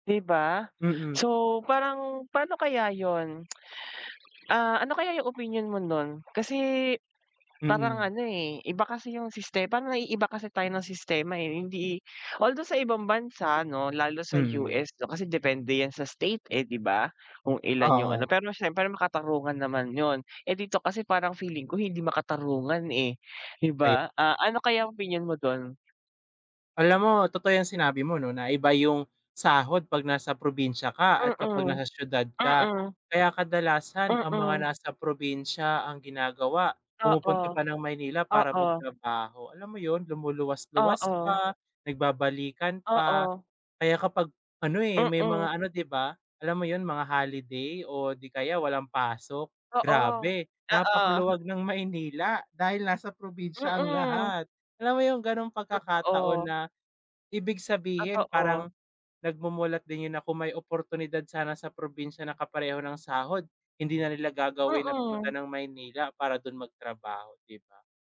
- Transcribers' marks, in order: tongue click; other background noise; tapping
- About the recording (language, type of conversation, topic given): Filipino, unstructured, Ano ang opinyon mo sa sistema ng sahod sa Pilipinas?